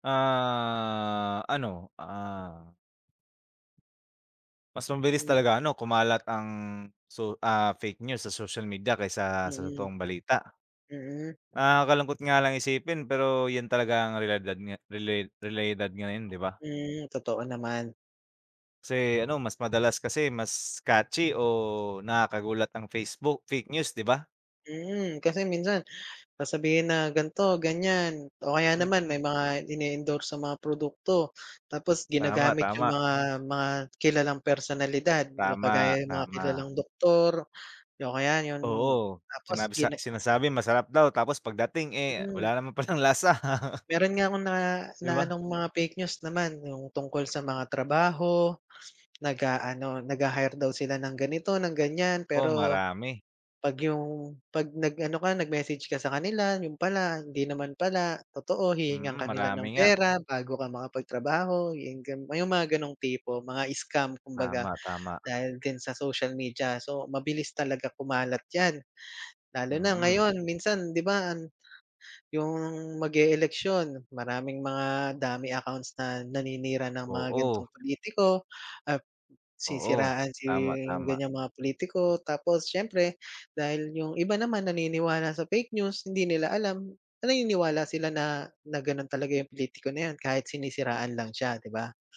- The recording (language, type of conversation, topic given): Filipino, unstructured, Ano ang palagay mo sa epekto ng midyang panlipunan sa balita?
- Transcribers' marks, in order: tapping; other background noise; chuckle